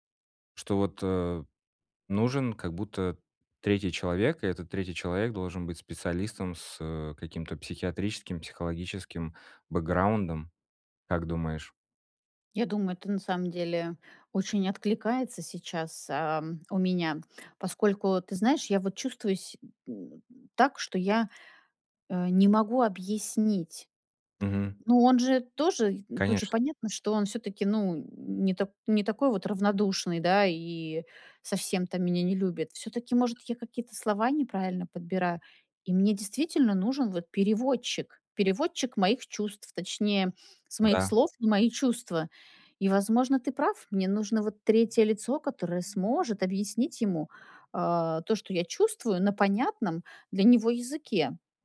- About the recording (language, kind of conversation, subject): Russian, advice, Как мне контролировать импульсивные покупки и эмоциональные траты?
- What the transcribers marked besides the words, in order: tapping; other background noise